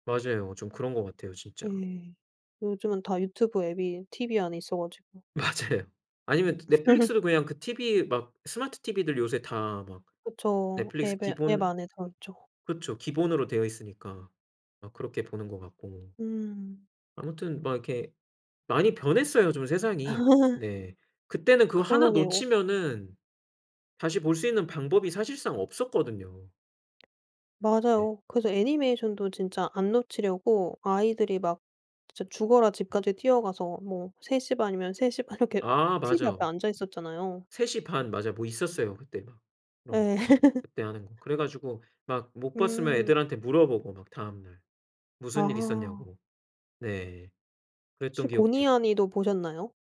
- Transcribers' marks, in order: laughing while speaking: "맞아요"; laugh; tapping; laugh; laugh
- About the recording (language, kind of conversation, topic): Korean, podcast, 어렸을 때 즐겨 보던 TV 프로그램은 무엇이었고, 어떤 점이 가장 기억에 남나요?